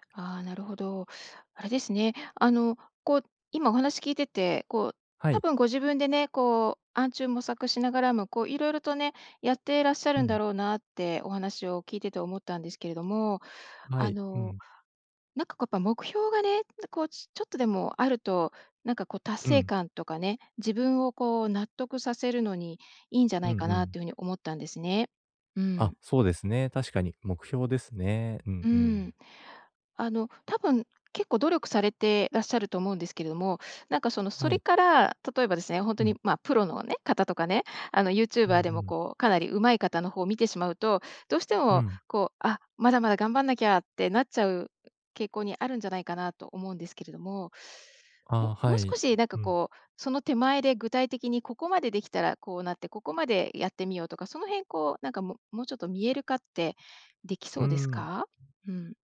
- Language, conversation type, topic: Japanese, advice, 短い時間で趣味や学びを効率よく進めるにはどうすればよいですか？
- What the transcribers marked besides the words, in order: none